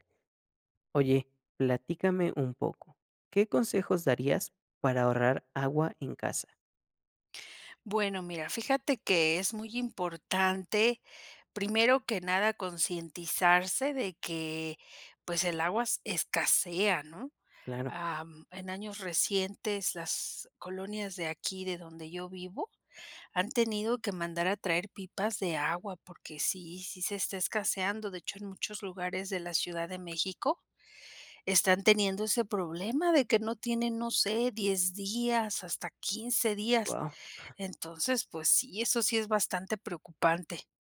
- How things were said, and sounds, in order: none
- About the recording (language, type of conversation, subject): Spanish, podcast, ¿Qué consejos darías para ahorrar agua en casa?